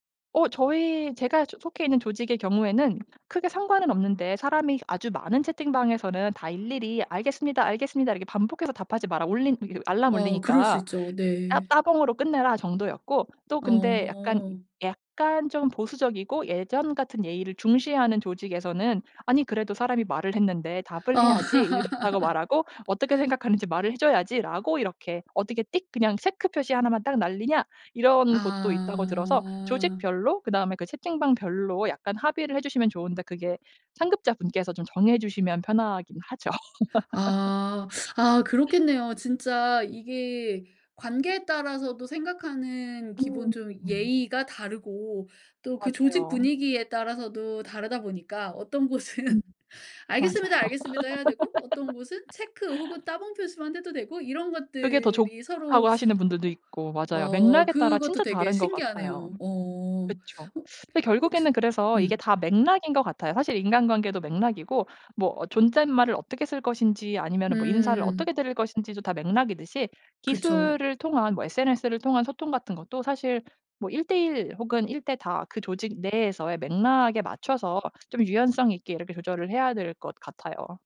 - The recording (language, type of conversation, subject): Korean, podcast, 기술의 발달로 인간관계가 어떻게 달라졌나요?
- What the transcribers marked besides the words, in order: other background noise; laugh; laugh; laughing while speaking: "곳은"; laugh